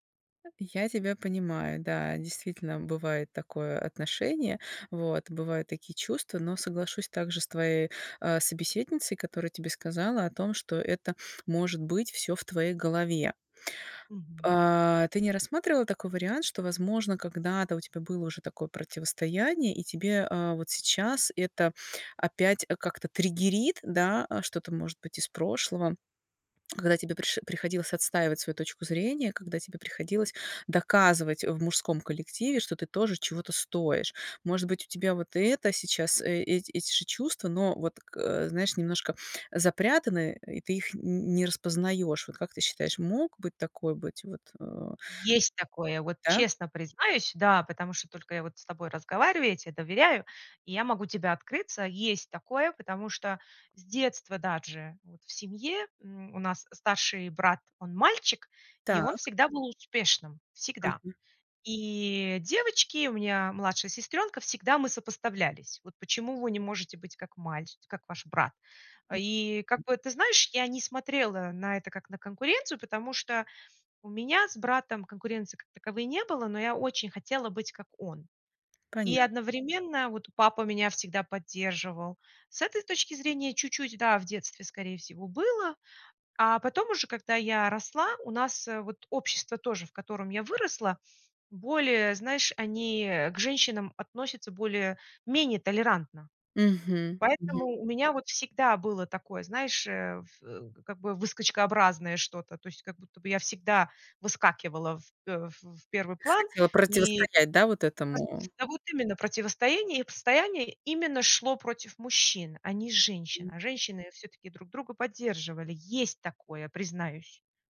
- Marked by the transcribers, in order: other background noise; tapping
- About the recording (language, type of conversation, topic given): Russian, advice, Как спокойно и конструктивно дать обратную связь коллеге, не вызывая конфликта?